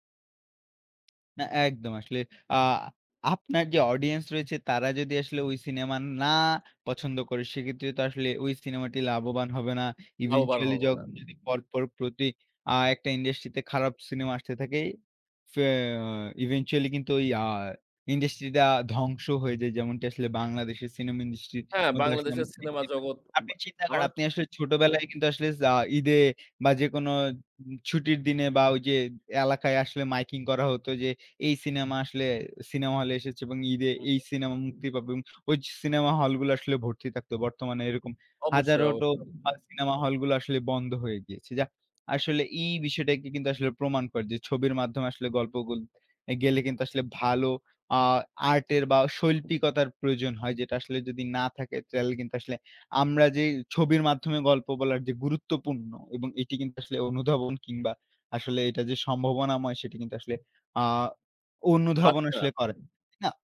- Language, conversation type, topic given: Bengali, unstructured, ছবির মাধ্যমে গল্প বলা কেন গুরুত্বপূর্ণ?
- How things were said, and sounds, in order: in English: "eventually"; tapping; in English: "eventually"; "এসেছে" said as "এসেচে"; "পাবে" said as "পাবং"; "ওই" said as "অইজ"; "হাজারোটা" said as "হাজারোটো"